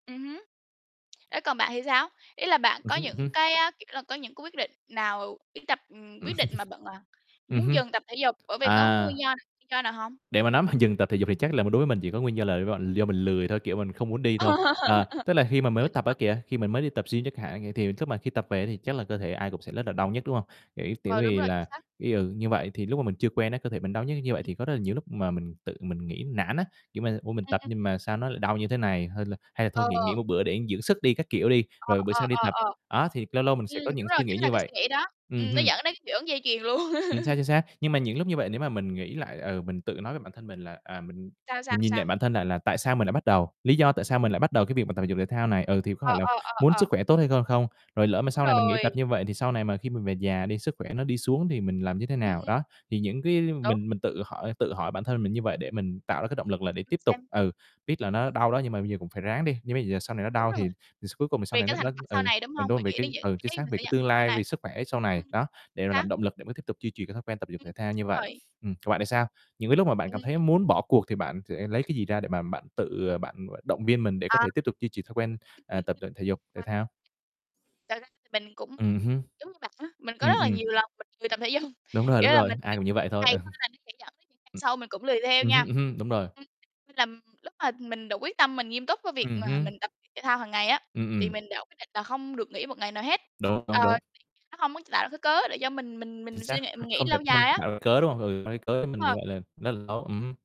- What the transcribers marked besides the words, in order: tapping; chuckle; distorted speech; unintelligible speech; laughing while speaking: "mà"; laugh; unintelligible speech; unintelligible speech; other noise; laugh; unintelligible speech; unintelligible speech; laugh; unintelligible speech; other background noise; static; laughing while speaking: "dung"; unintelligible speech; laughing while speaking: "Ờ"; unintelligible speech; unintelligible speech; unintelligible speech
- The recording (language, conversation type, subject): Vietnamese, unstructured, Tại sao nhiều người lại bỏ tập thể dục sau một thời gian?